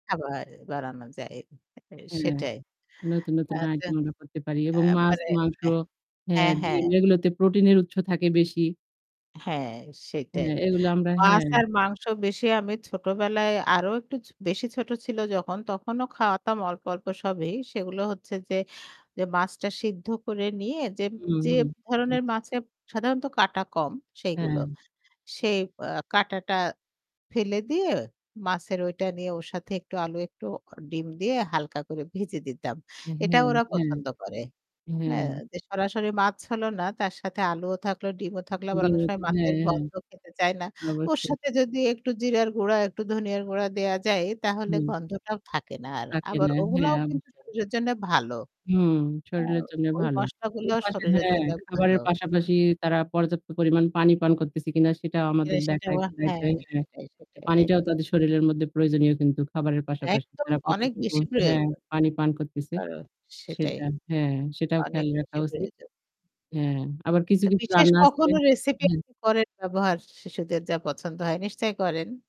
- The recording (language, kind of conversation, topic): Bengali, unstructured, শিশুদের জন্য পুষ্টিকর খাবার কীভাবে তৈরি করবেন?
- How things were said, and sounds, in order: static; distorted speech; unintelligible speech; "শরীরের" said as "শরীলের"; other background noise; unintelligible speech; unintelligible speech; "শরীরের" said as "শরীলের"